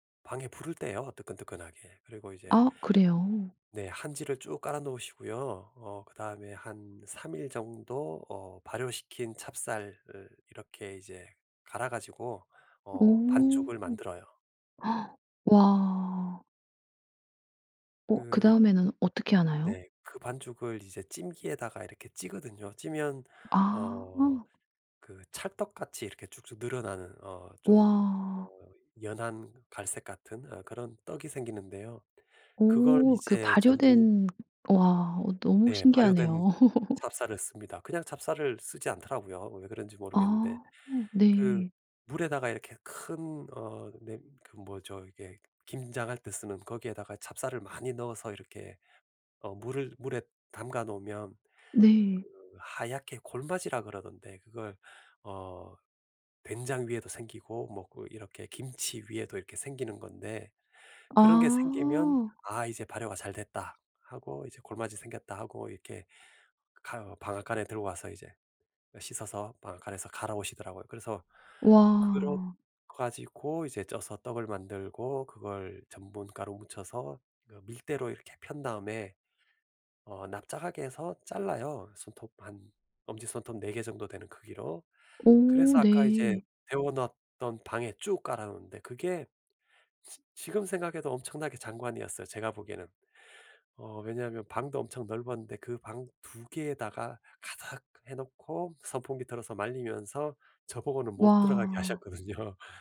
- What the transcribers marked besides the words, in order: gasp; tapping; laugh; laughing while speaking: "하셨거든요"
- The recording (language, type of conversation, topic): Korean, podcast, 음식을 통해 어떤 가치를 전달한 경험이 있으신가요?